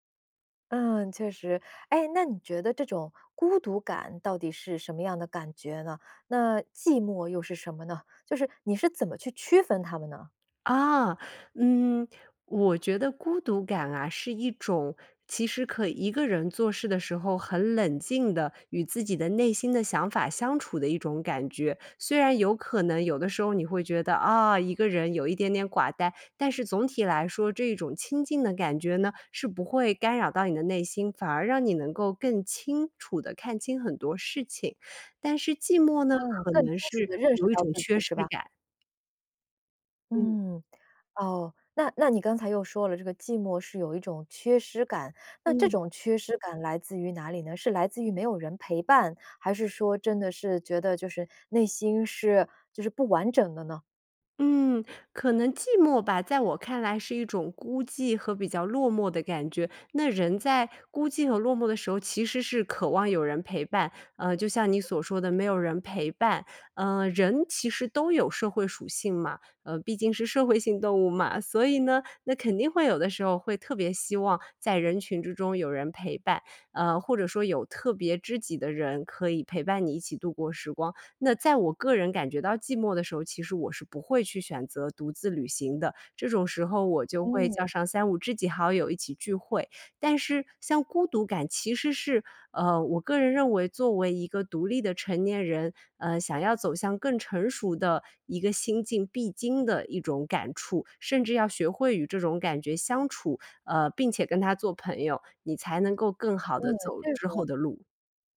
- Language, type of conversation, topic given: Chinese, podcast, 你怎么看待独自旅行中的孤独感？
- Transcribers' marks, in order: other background noise; other noise; "对" said as "嗯"